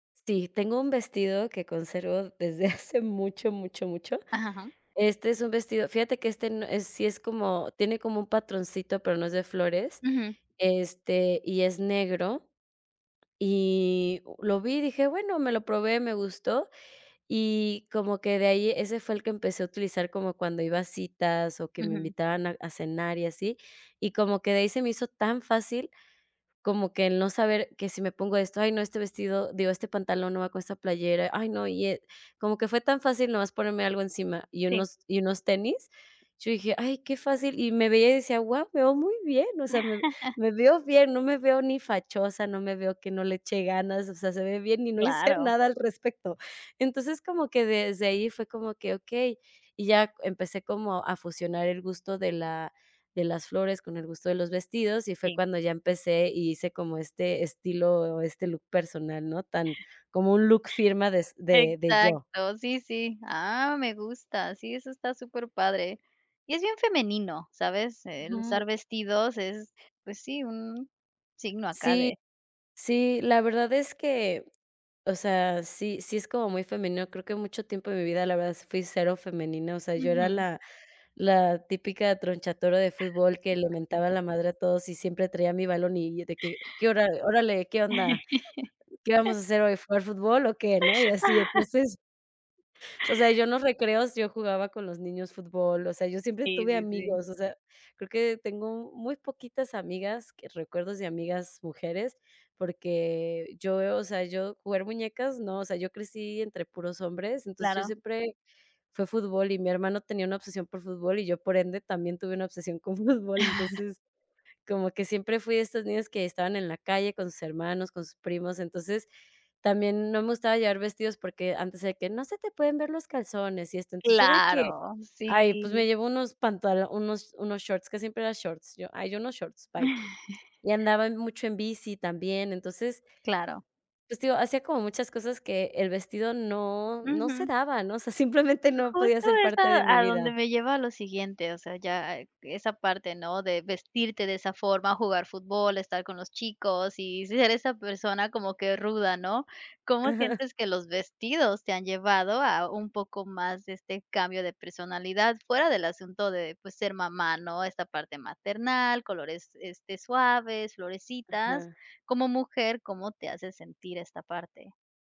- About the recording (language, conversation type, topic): Spanish, podcast, ¿Cómo describirías tu estilo personal?
- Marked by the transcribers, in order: laughing while speaking: "hace"; chuckle; chuckle; laugh; chuckle; laugh; laughing while speaking: "fútbol"; chuckle; chuckle; laughing while speaking: "simplemente no"